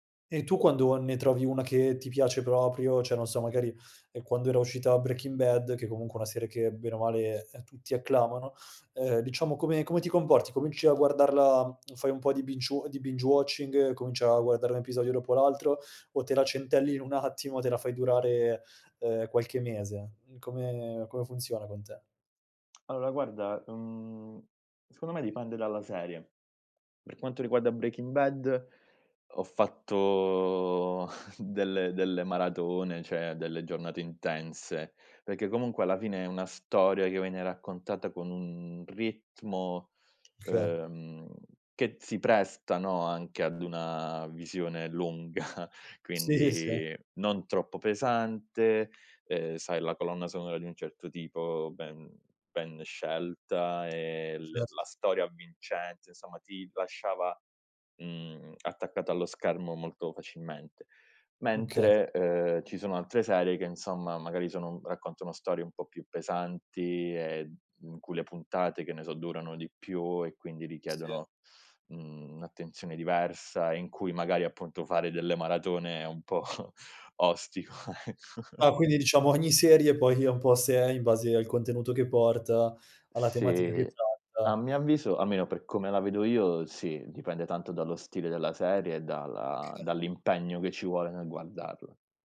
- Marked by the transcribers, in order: "cioè" said as "ceh"; in English: "bince-wa"; "binge-wa" said as "bince-wa"; in English: "binge-watching"; tapping; chuckle; "cioè" said as "ceh"; "Okay" said as "oke"; laughing while speaking: "lunga"; "Certo" said as "Cert"; other background noise; chuckle; laughing while speaking: "ostico, ecco"; chuckle; "Okay" said as "kay"
- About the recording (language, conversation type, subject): Italian, podcast, Che ruolo hanno le serie TV nella nostra cultura oggi?